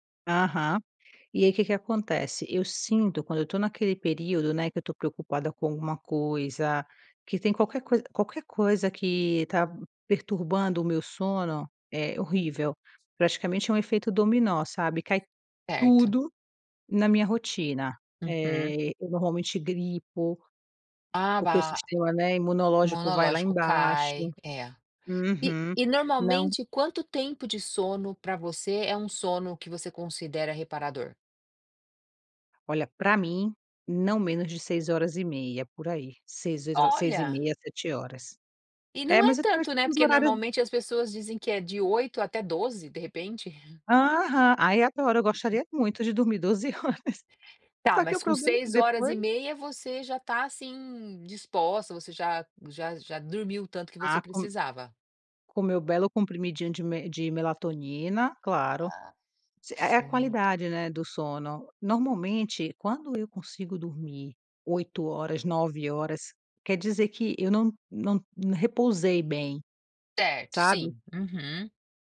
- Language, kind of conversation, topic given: Portuguese, podcast, Que papel o sono desempenha na cura, na sua experiência?
- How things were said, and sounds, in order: unintelligible speech; laughing while speaking: "horas"; other noise